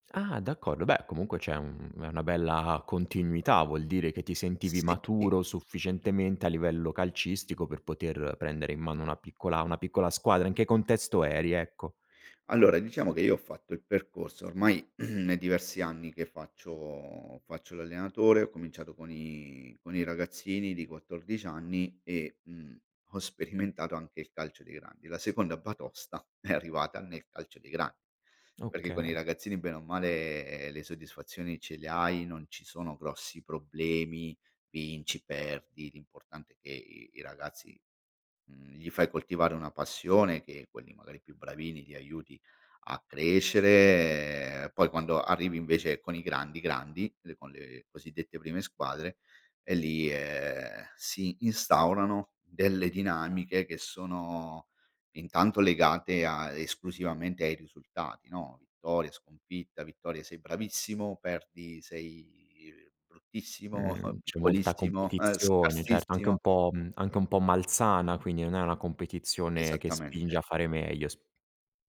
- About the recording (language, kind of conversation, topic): Italian, podcast, Come costruisci la resilienza dopo una batosta?
- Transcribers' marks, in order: throat clearing; drawn out: "faccio"; laughing while speaking: "è"; drawn out: "male"; drawn out: "crescere"; drawn out: "ehm"; drawn out: "sei"; chuckle; "quindi" said as "quigni"; tapping